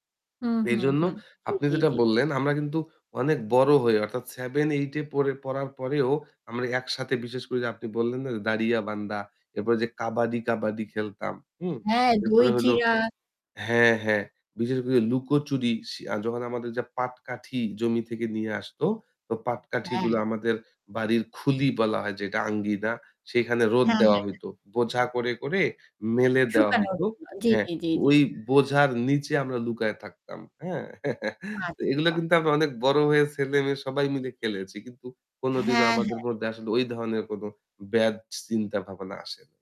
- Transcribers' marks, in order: static; other background noise; chuckle; horn
- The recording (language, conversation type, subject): Bengali, podcast, ছোটবেলায় খেলাধুলার সবচেয়ে মজার স্মৃতি কোনটা, বলবে?